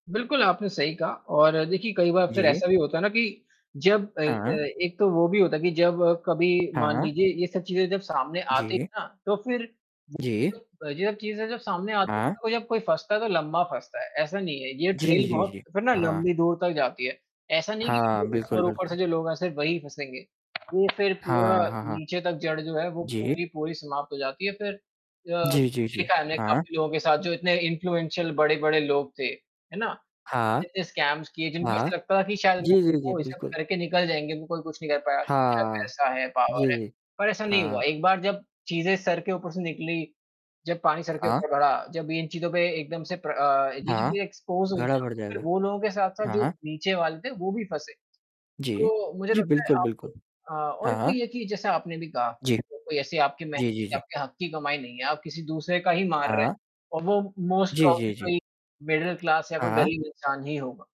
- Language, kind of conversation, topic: Hindi, unstructured, आपको क्या लगता है कि भ्रष्टाचार पर सख्त कदम क्यों नहीं उठाए जाते?
- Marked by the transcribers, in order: other background noise; distorted speech; unintelligible speech; in English: "ट्रेल"; in English: "इन्फ्लुएंशल"; in English: "स्कैम्स"; in English: "पावर"; in English: "एक्सपोज़"; in English: "मोस्ट"; in English: "मिडल क्लास"